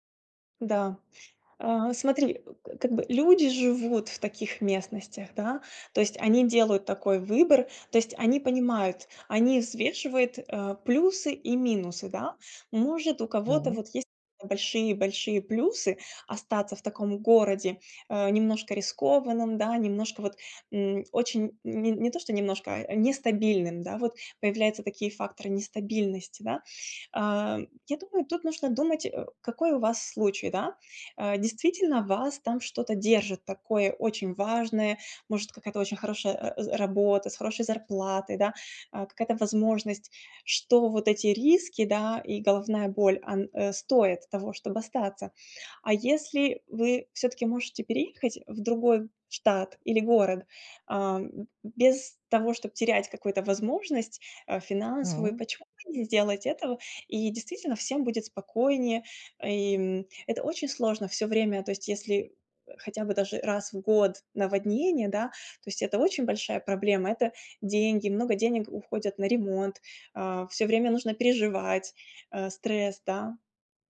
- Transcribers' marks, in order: none
- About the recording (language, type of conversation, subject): Russian, advice, Как справиться с тревогой из-за мировых новостей?